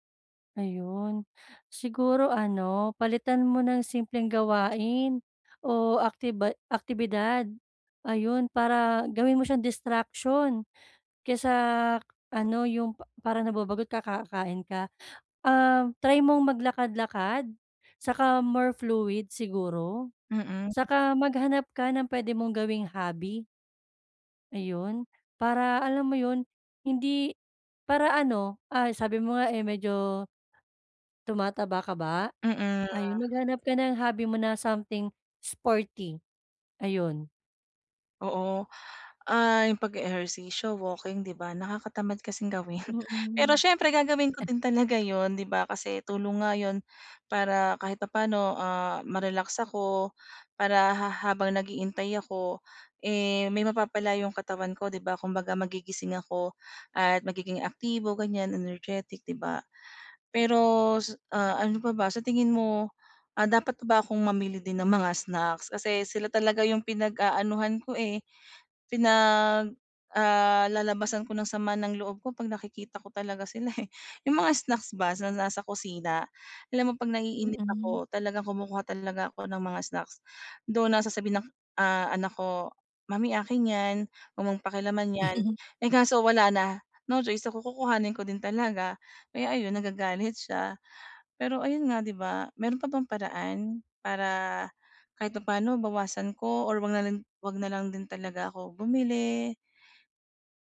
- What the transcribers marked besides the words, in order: tapping; other background noise; horn; laugh
- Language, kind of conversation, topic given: Filipino, advice, Paano ko mababawasan ang pagmemeryenda kapag nababagot ako sa bahay?